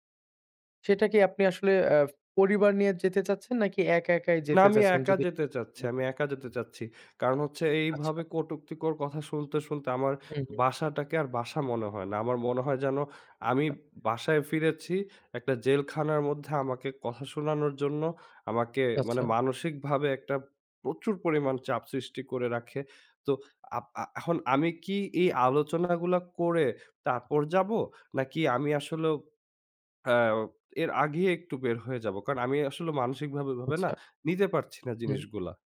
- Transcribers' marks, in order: tapping
- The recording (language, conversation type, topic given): Bengali, advice, আমি কীভাবে একই ধরনের সম্পর্কভাঙার বারবার পুনরাবৃত্তি বন্ধ করতে পারি?